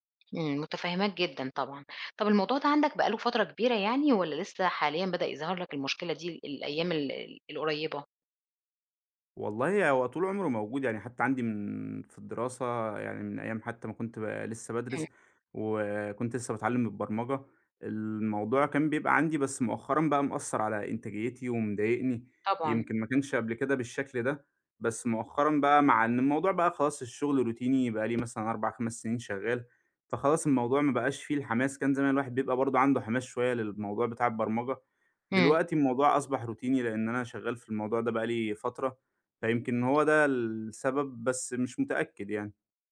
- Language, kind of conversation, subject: Arabic, advice, إزاي أتعامل مع أفكار قلق مستمرة بتقطع تركيزي وأنا بكتب أو ببرمج؟
- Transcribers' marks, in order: tapping; in English: "روتيني"; in English: "روتيني"; unintelligible speech